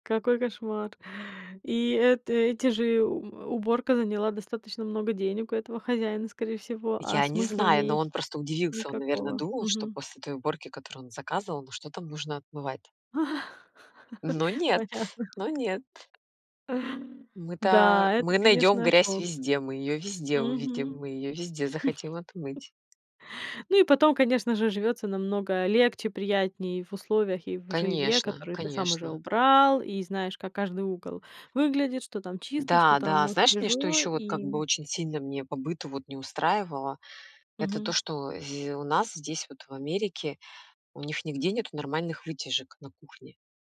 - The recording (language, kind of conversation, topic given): Russian, podcast, Как миграция изменила быт и традиции в твоей семье?
- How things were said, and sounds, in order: laugh; laughing while speaking: "Понятно"; tapping; other background noise; chuckle